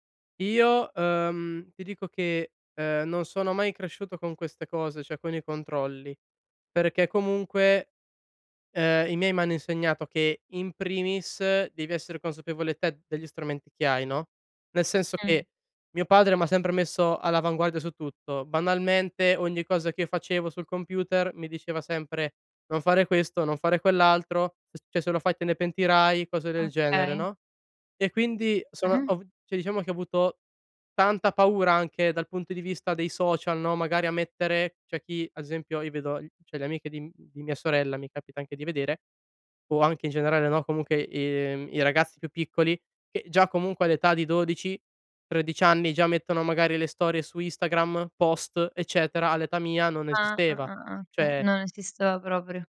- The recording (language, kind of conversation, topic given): Italian, podcast, Come creare confini tecnologici in famiglia?
- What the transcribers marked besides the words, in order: "cioè" said as "ceh"; "cioè" said as "ceh"; "cioè" said as "ceh"; "cioè" said as "ceh"; "Cioè" said as "ceh"